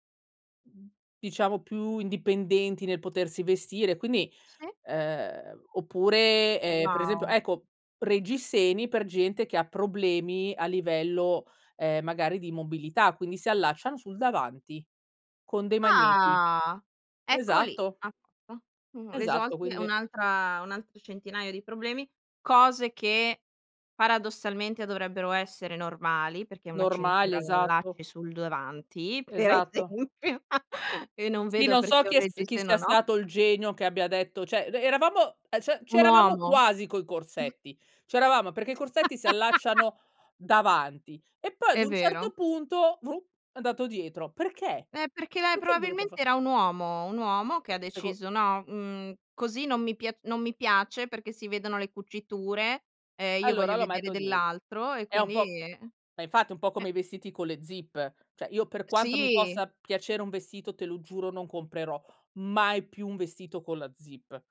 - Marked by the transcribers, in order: drawn out: "Ah!"; "davanti" said as "dvanti"; laughing while speaking: "per esempio"; chuckle; "cioè" said as "ceh"; "cioè" said as "ceh"; snort; laugh; put-on voice: "si vedono le cuciture"; "cioè" said as "ceh"; stressed: "mai"
- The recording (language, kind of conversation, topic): Italian, podcast, Come si costruisce un guardaroba che racconti la tua storia?